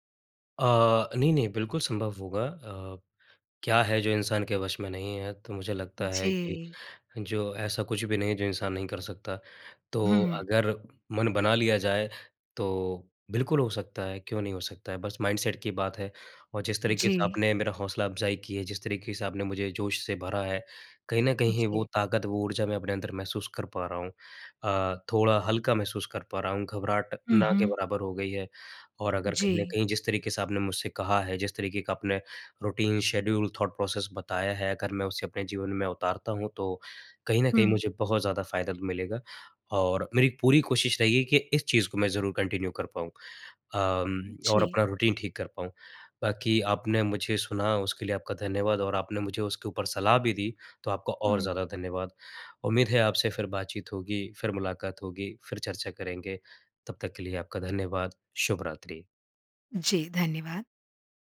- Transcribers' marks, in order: in English: "माइंडसेट"; in English: "रूटीन, शेड्यूल, थॉट प्रोसेस"; in English: "कन्टिन्यू"; in English: "रूटीन"
- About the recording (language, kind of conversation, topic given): Hindi, advice, घबराहट की वजह से रात में नींद क्यों नहीं आती?